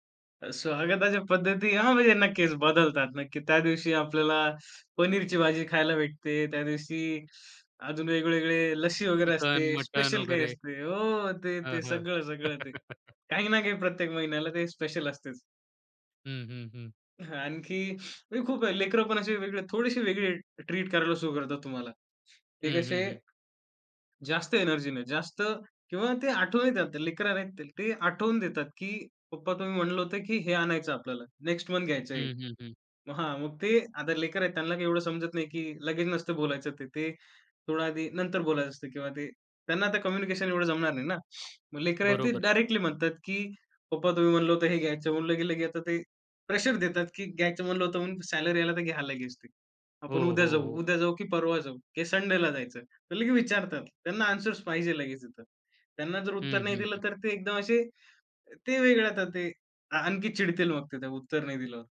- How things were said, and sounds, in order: in English: "स्पेशल"; chuckle; in English: "स्पेशल"; in English: "ट्रीट"; in English: "एनर्जी"; in English: "नेक्स्ट मंथ"; in English: "कम्युनिकेशन"; in English: "डायरेक्टली"; in English: "प्रेशर"; in English: "सॅलरी"; in English: "संडेला"; in English: "ॲन्सर्स"
- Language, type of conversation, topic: Marathi, podcast, घरी परत आल्यावर तुझं स्वागत कसं व्हावं?